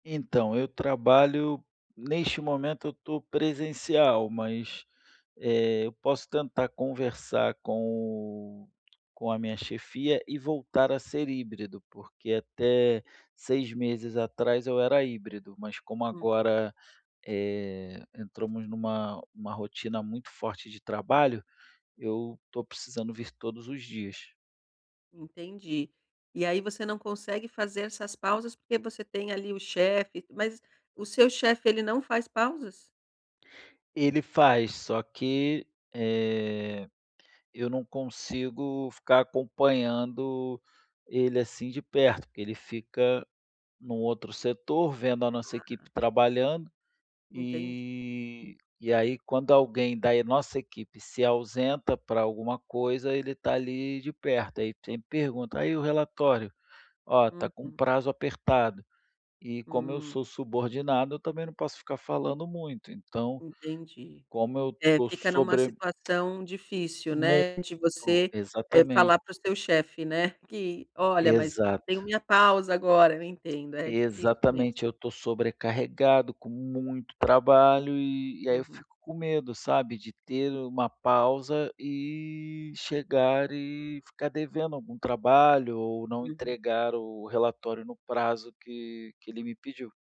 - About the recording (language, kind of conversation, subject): Portuguese, advice, Como posso fazer pausas regenerativas durante a jornada de trabalho?
- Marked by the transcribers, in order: tapping